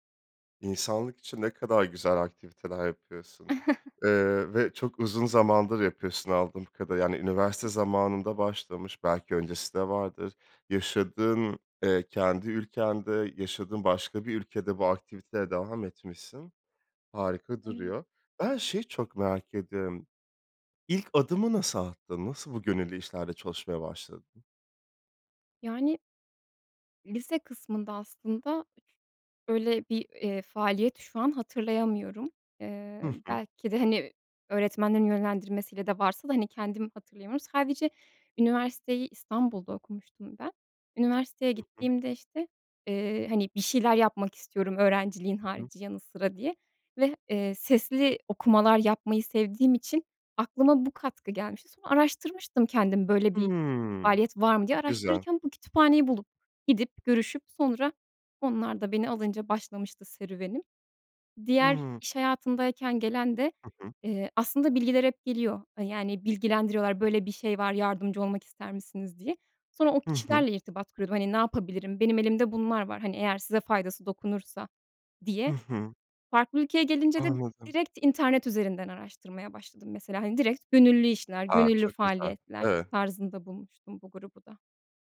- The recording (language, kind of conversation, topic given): Turkish, podcast, İnsanları gönüllü çalışmalara katılmaya nasıl teşvik edersin?
- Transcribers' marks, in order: chuckle; unintelligible speech; other background noise; drawn out: "Hımm"